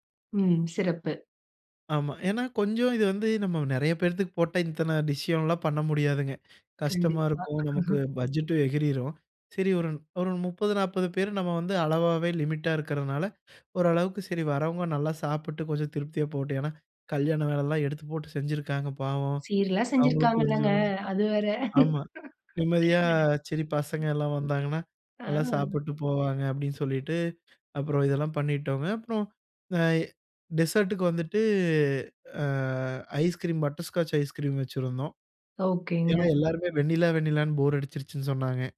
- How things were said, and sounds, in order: laugh; laugh; drawn out: "ஆ"; in English: "டெசர்டுக்கு"
- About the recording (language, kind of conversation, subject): Tamil, podcast, விருந்துக்கான மெனுவை நீங்கள் எப்படித் திட்டமிடுவீர்கள்?